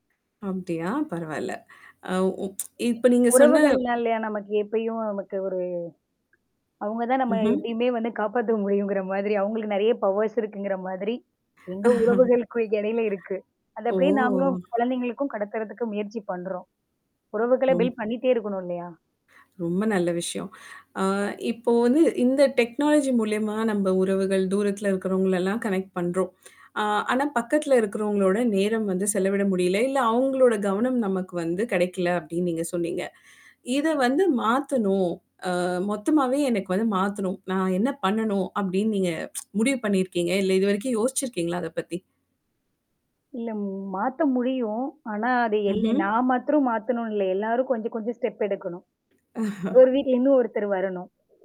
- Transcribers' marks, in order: other background noise; tsk; tapping; in English: "பவர்ஸ்"; chuckle; drawn out: "ஓ!"; in English: "பில்ட்"; static; in English: "டெக்னாலஜி"; in English: "கனெக்ட்"; tsk; in English: "ஸ்டெப்"; chuckle
- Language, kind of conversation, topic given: Tamil, podcast, வீட்டில் தொழில்நுட்பப் பயன்பாடு குடும்ப உறவுகளை எப்படி மாற்றியிருக்கிறது என்று நீங்கள் நினைக்கிறீர்களா?